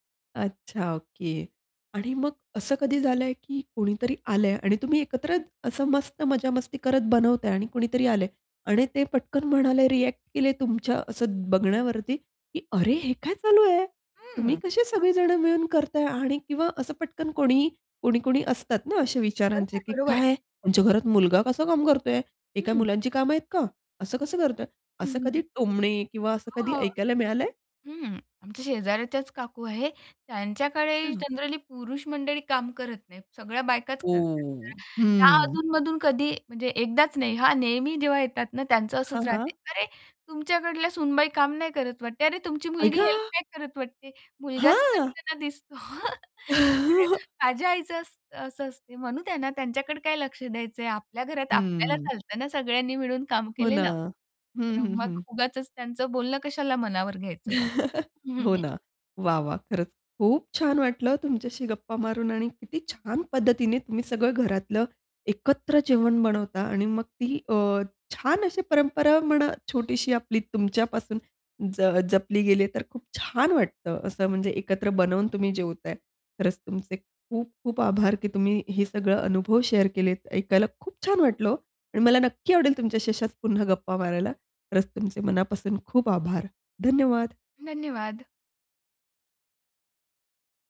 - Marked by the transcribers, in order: static; distorted speech; tapping; in English: "जनरली"; surprised: "आई गं!"; anticipating: "हां"; laughing while speaking: "दिसतो"; laugh; chuckle; unintelligible speech; chuckle; in English: "शेअर"
- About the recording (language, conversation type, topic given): Marathi, podcast, घरात सगळे मिळून जेवण बनवण्याची तुमच्याकडे काय पद्धत आहे?